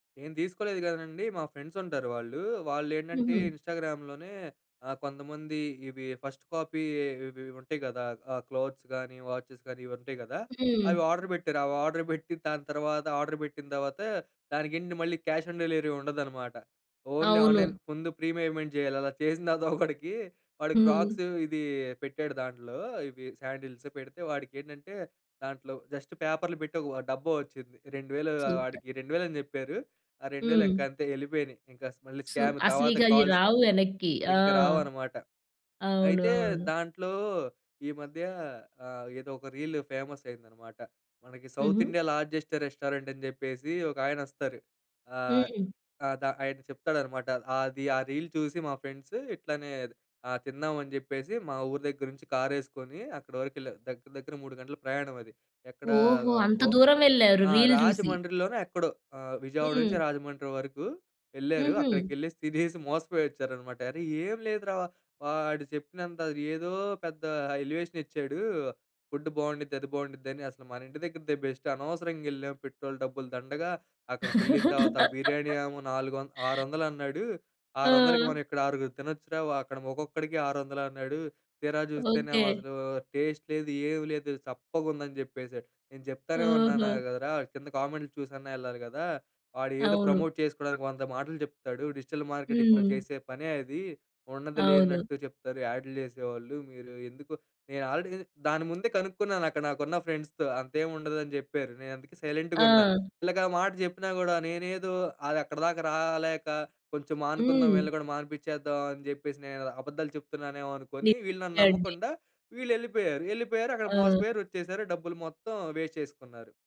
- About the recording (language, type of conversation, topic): Telugu, podcast, సోషల్ మీడియా మీ వినోదపు రుచిని ఎలా ప్రభావితం చేసింది?
- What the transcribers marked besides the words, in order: in English: "ఫ్రెండ్స్"; in English: "ఇన్‌స్టాగ్రామ్‍లోనే"; in English: "ఫస్ట్ కాపీ"; in English: "క్లోత్స్"; in English: "వాచెస్"; in English: "ఆర్డర్"; in English: "ఆర్డర్"; in English: "ఆర్డర్"; in English: "క్యాష్ ఆన్ డెలివరీ"; in English: "ఓన్లీ ఆన్లైన్"; in English: "ప్రీ పేమెంట్"; laughing while speaking: "ఒకడికి"; in English: "క్రాక్స్"; in English: "శాండిల్స్"; in English: "జస్ట్"; in English: "సో"; in English: "స్కామ్"; in English: "కాల్స్"; in English: "రీల్ ఫేమస్"; in English: "సౌత్ ఇండియా లార్జెస్ట్ రెస్టారెంట్"; in English: "రీల్"; in English: "ఫ్రెండ్స్"; in English: "రీల్"; in English: "ఎలివేషన్"; in English: "బెస్ట్"; laugh; in English: "టేస్ట్"; in English: "ప్రమోట్"; in English: "డిజిటల్ మార్కెటింగ్"; in English: "ఆల్రెడీ"; in English: "ఫ్రెండ్స్‌తో"; in English: "సైలెంట్‌గా"; in English: "వేస్ట్"